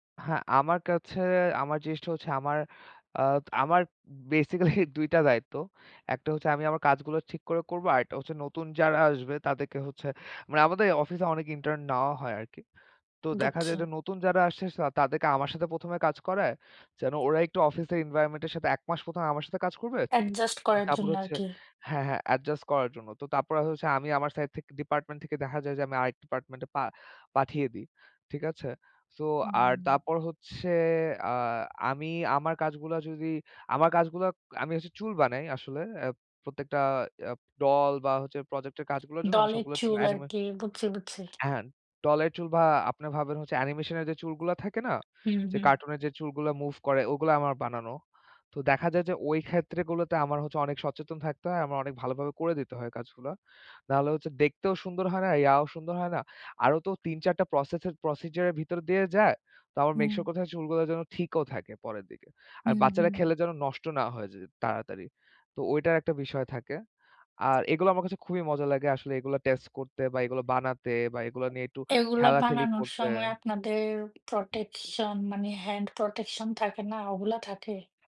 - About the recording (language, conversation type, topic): Bengali, unstructured, আপনার কাজের পরিবেশ কেমন লাগে?
- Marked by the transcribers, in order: laughing while speaking: "বেসিক্যালি"; in English: "প্রসেডিয়র"